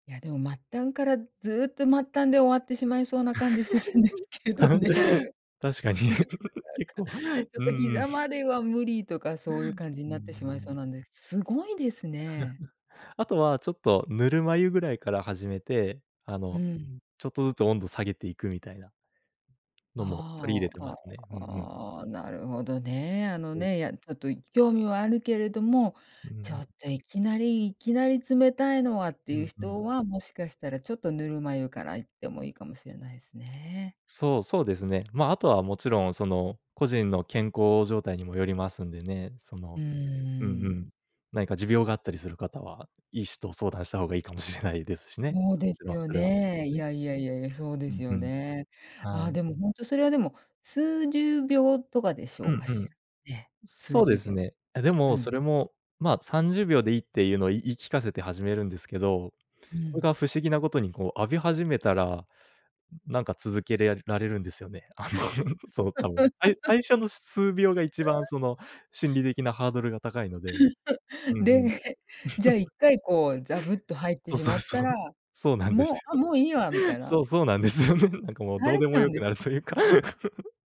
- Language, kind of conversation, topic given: Japanese, podcast, 普段の朝のルーティンはどんな感じですか？
- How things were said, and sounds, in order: giggle; laughing while speaking: "確かに。結構、うん うん"; laughing while speaking: "するんですけどね。なかなか"; giggle; giggle; tapping; drawn out: "ああ"; other background noise; laugh; laughing while speaking: "あのそう"; laugh; laugh; giggle; laughing while speaking: "そう そう そう。そうなん … なるというか"